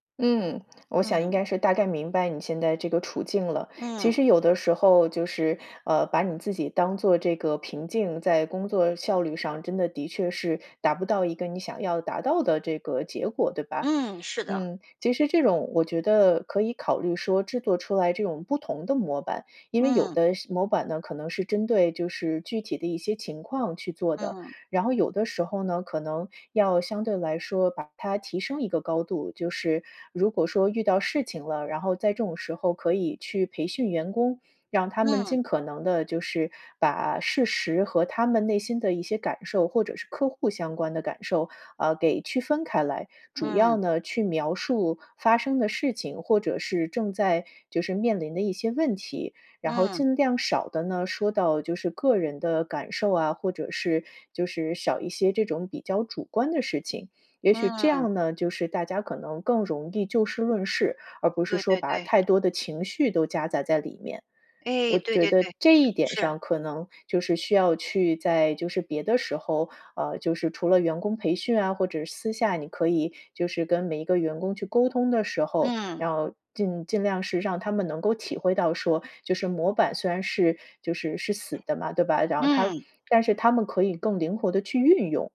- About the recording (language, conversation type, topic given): Chinese, advice, 如何用文字表达复杂情绪并避免误解？
- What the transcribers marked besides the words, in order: other background noise; tapping